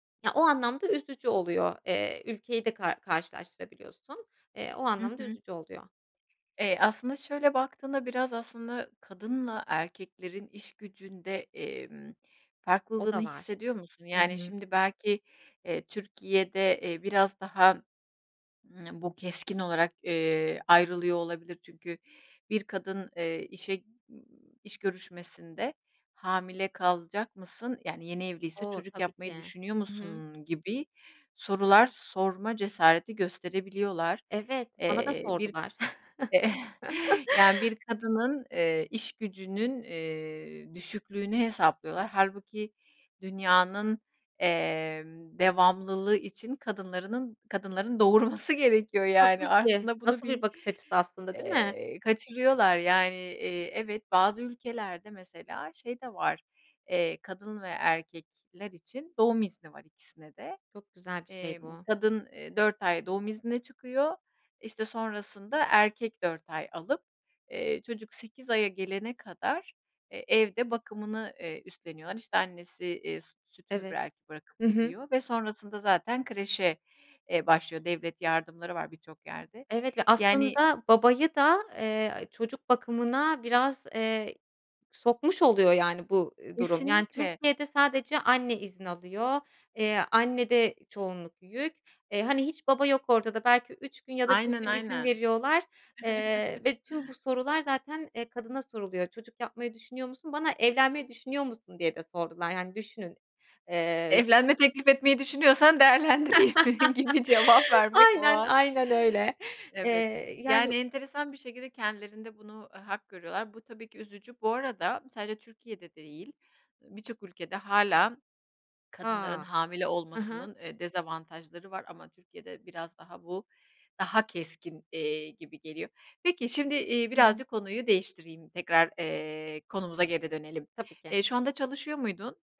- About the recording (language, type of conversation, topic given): Turkish, podcast, İş ve aile arasında karar verirken dengeyi nasıl kuruyorsun?
- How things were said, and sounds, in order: other background noise; tapping; other noise; chuckle; chuckle; laughing while speaking: "doğurması"; chuckle; laughing while speaking: "değerlendireyim gibi cevap vermek o an"; laugh